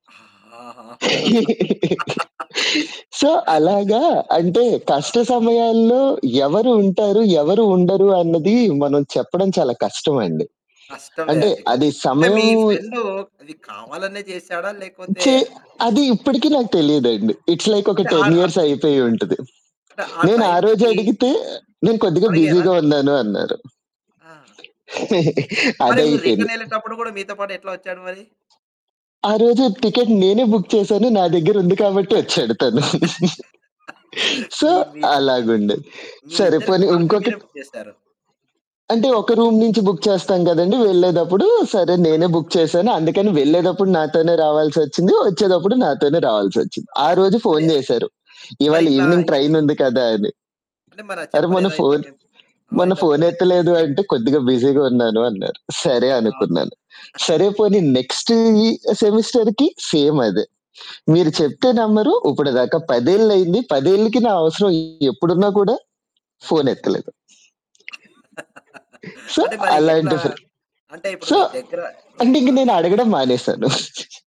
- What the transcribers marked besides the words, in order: laugh; static; in English: "సో"; other background noise; in English: "ఇట్స్ లైక్"; in English: "టెన్ ఇయర్స్"; "లేకపోతే" said as "లేకోతో"; in English: "బిజీగా"; in English: "టైమ్‍కి"; chuckle; in English: "టికెట్"; in English: "బుక్"; in English: "రిటర్న్"; chuckle; in English: "సో"; distorted speech; in English: "రూమ్"; laugh; in English: "బుక్"; in English: "బుక్"; in English: "బుక్"; in English: "ఇవినింగ్ ట్రైన్"; unintelligible speech; in English: "బిజీగా"; chuckle; in English: "నెక్స్ట్"; in English: "సెమిస్టర్‍కి సేమ్"; laugh; in English: "సో"; in English: "సో"; chuckle
- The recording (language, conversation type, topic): Telugu, podcast, కష్ట సమయంలో మీ చుట్టూ ఉన్నవారు మీకు ఎలా సహాయం చేశారు?